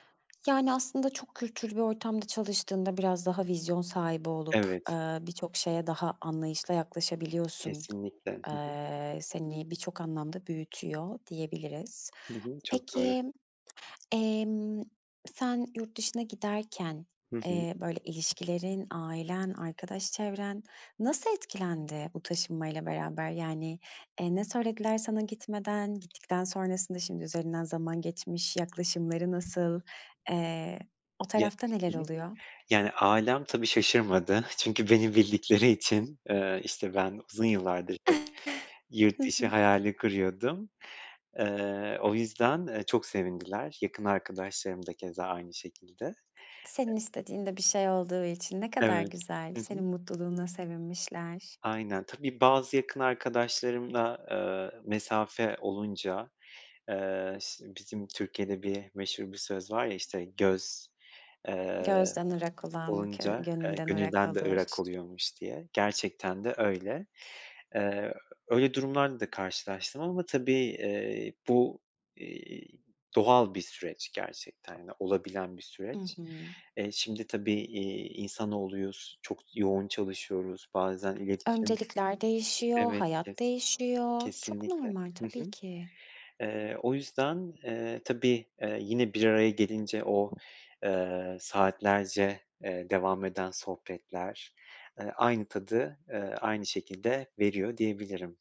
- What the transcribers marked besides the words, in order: other background noise; tapping
- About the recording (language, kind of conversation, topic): Turkish, podcast, Taşınmak senin için hayatını nasıl değiştirdi, deneyimini paylaşır mısın?